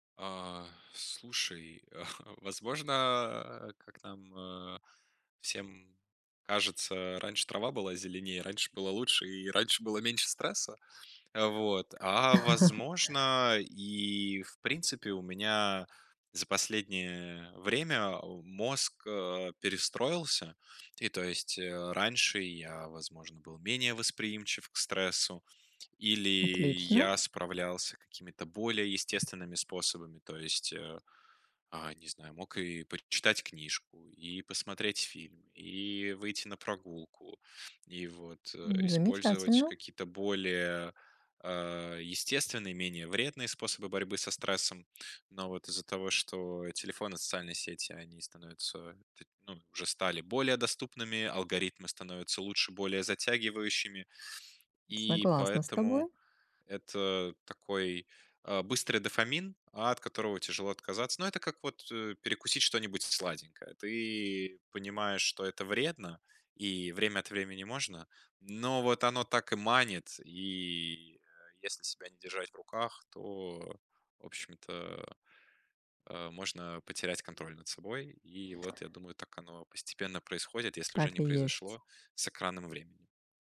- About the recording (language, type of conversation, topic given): Russian, advice, Как мне справляться с частыми переключениями внимания и цифровыми отвлечениями?
- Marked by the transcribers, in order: drawn out: "Э"; laughing while speaking: "а"; laugh; tapping; other background noise